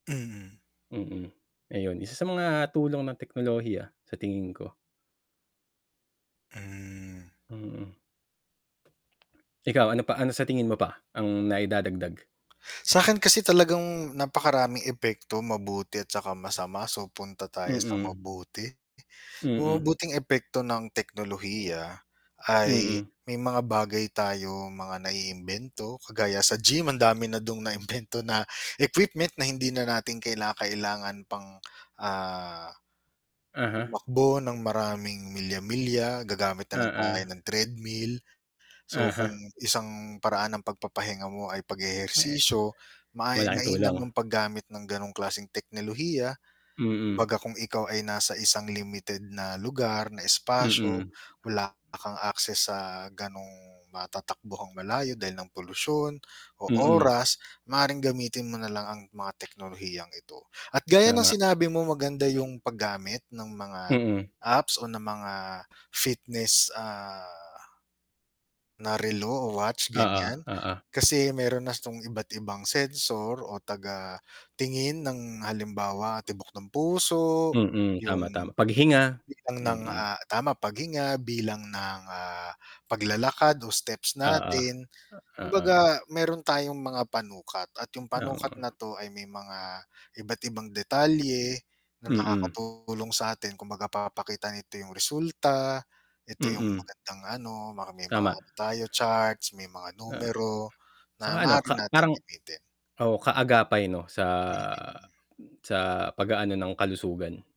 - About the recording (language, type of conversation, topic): Filipino, unstructured, Ano ang paborito mong paraan ng pagpapahinga pagkatapos ng mahabang araw?
- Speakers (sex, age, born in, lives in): male, 35-39, Philippines, Philippines; male, 35-39, Philippines, Philippines
- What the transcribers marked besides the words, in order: static; other background noise; distorted speech; chuckle; mechanical hum; tapping; other noise; unintelligible speech; drawn out: "sa"